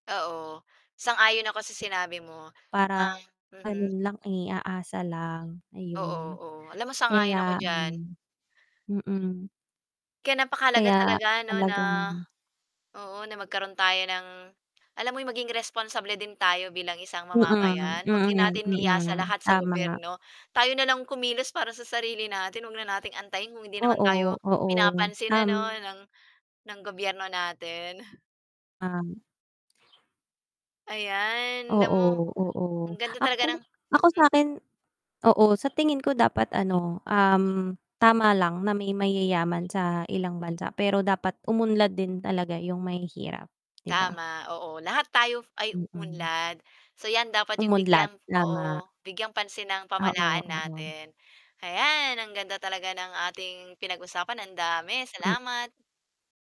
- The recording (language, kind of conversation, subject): Filipino, unstructured, Sa tingin mo ba tama lang na iilan lang sa bansa ang mayaman?
- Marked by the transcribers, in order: static; bird; distorted speech; "pamahalaan" said as "pamalaan"